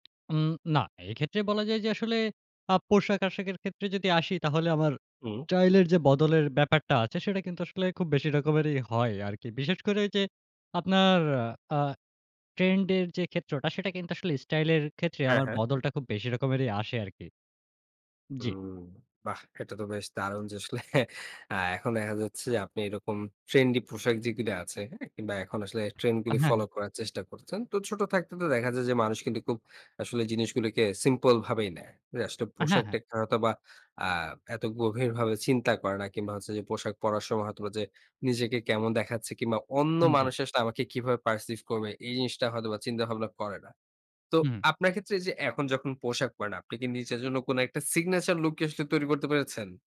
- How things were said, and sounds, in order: tapping; laughing while speaking: "আসলে"; other background noise; in English: "পারসিভ"
- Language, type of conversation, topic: Bengali, podcast, তোমার পোশাক-আশাকের স্টাইল কীভাবে বদলেছে?